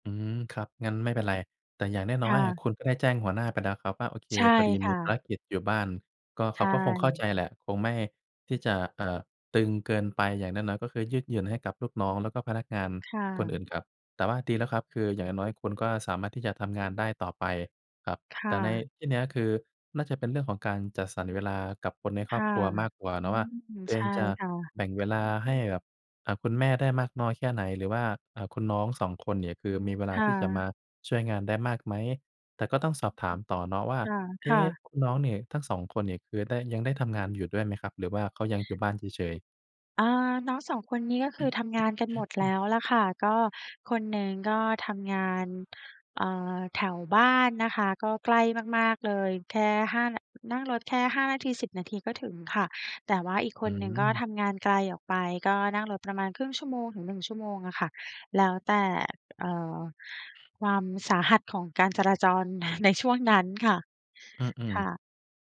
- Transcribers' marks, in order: other noise; throat clearing; tapping; other background noise; chuckle
- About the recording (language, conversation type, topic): Thai, advice, คุณรู้สึกเหนื่อยล้าจากการดูแลสมาชิกในครอบครัวที่ป่วยอยู่หรือไม่?